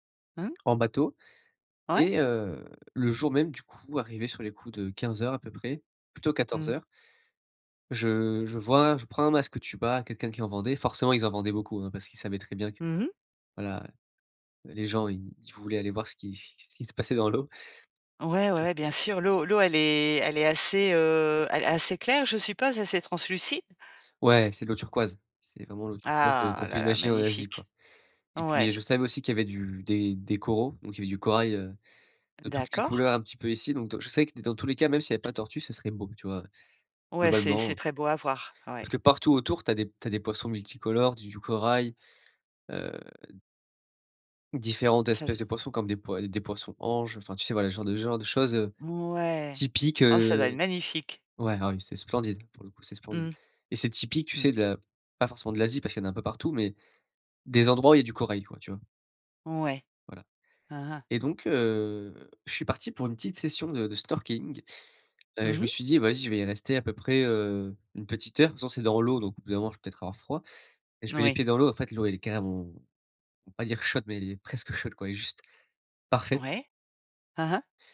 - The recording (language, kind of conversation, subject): French, podcast, Raconte une séance où tu as complètement perdu la notion du temps ?
- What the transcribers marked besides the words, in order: other background noise; tapping; in English: "snorkeling"; stressed: "parfaite"